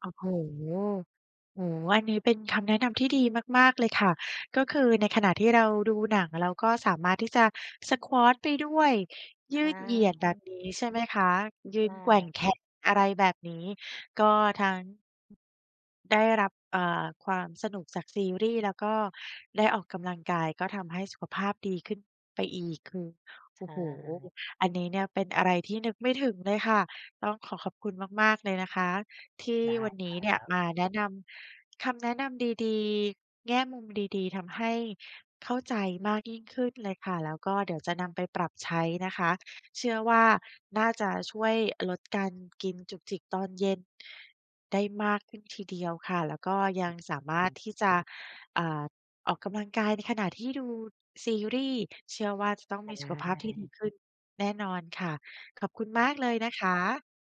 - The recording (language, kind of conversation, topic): Thai, advice, ทำอย่างไรดีเมื่อพยายามกินอาหารเพื่อสุขภาพแต่ชอบกินจุกจิกตอนเย็น?
- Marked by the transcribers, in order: other noise; "จุบจิบ" said as "จุกจิก"; unintelligible speech